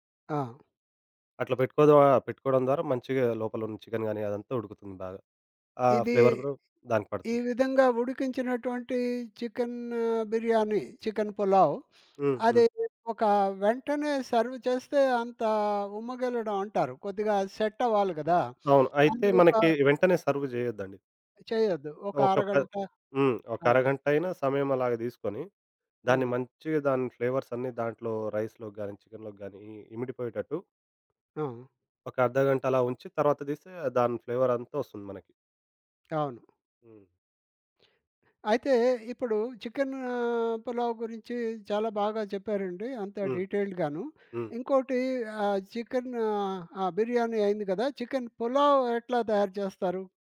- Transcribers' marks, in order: tapping; in English: "ఫ్లేవర్"; sniff; in English: "సర్వ్"; in English: "సెట్"; in English: "సర్వ్"; in English: "ఫ్లేవర్స్"; in English: "రైస్‍లోకి"; other background noise; drawn out: "చికెన్"; in English: "డీటెయిల్డ్"
- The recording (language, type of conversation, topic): Telugu, podcast, వంటను కలిసి చేయడం మీ ఇంటికి ఎలాంటి ఆత్మీయ వాతావరణాన్ని తెస్తుంది?